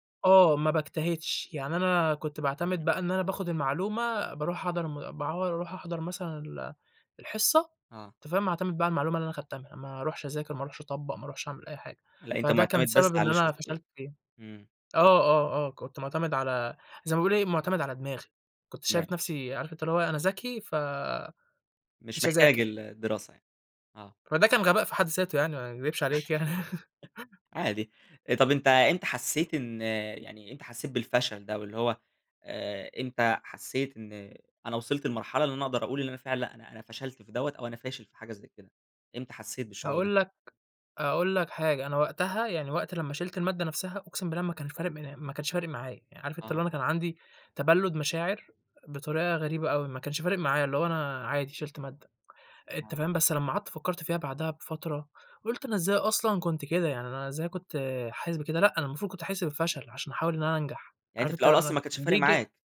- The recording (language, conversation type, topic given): Arabic, podcast, إزاي بتتعامل مع الفشل الدراسي؟
- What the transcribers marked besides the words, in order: unintelligible speech; laugh